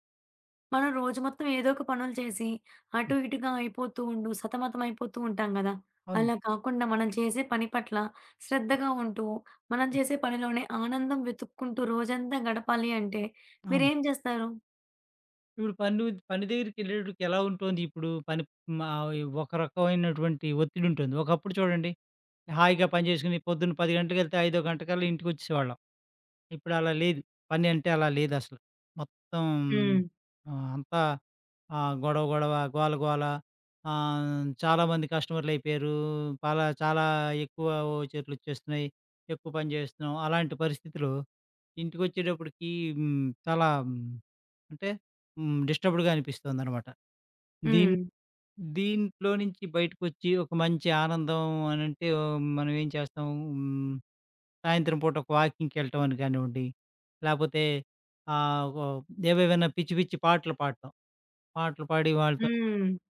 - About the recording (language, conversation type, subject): Telugu, podcast, రోజువారీ పనిలో ఆనందం పొందేందుకు మీరు ఏ చిన్న అలవాట్లు ఎంచుకుంటారు?
- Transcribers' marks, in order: other background noise; in English: "డిస్టర్బ్డ్‌గా"; in English: "వాకింగ్‌కెళ్ళటం"